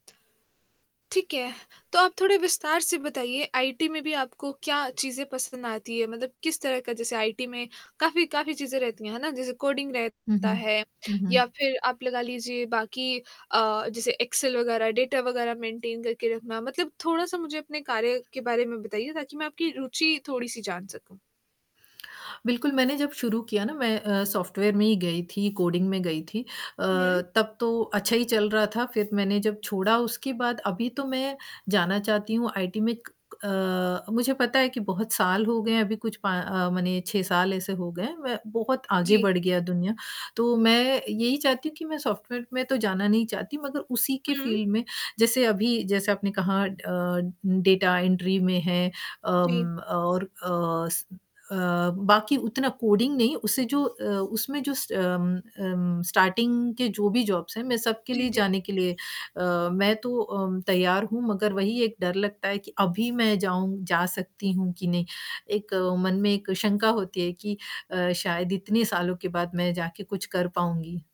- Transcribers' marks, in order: static; other background noise; distorted speech; in English: "मेंटेन"; in English: "कोडिंग"; in English: "फील्ड"; in English: "एंट्री"; in English: "कोडिंग"; in English: "स्टार्टिंग"; in English: "जॉब्स"
- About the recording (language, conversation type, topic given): Hindi, advice, बच्चों के बाद आपको अपनी पहचान खोई हुई क्यों महसूस होती है?